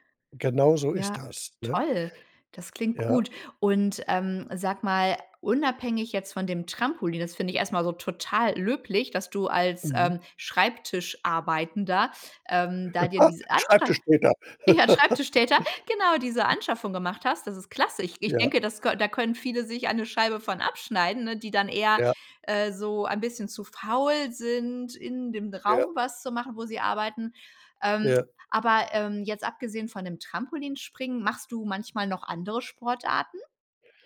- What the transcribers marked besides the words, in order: laughing while speaking: "ja"; laugh; laugh
- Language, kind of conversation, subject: German, podcast, Wie trainierst du, wenn du nur 20 Minuten Zeit hast?